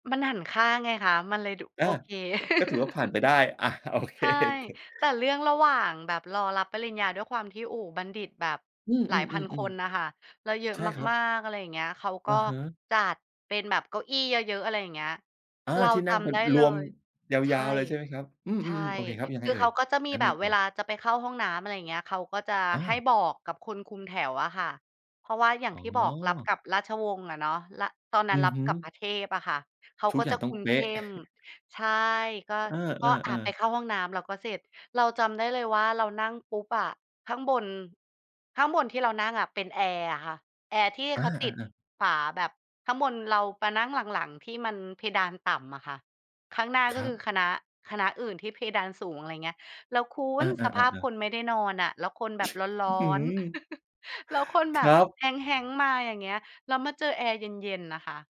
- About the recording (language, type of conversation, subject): Thai, podcast, เล่าเรื่องวันรับปริญญาให้ฟังหน่อยสิ?
- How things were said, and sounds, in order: laugh; laughing while speaking: "โอเค"; chuckle; stressed: "คุณ"; sneeze; laugh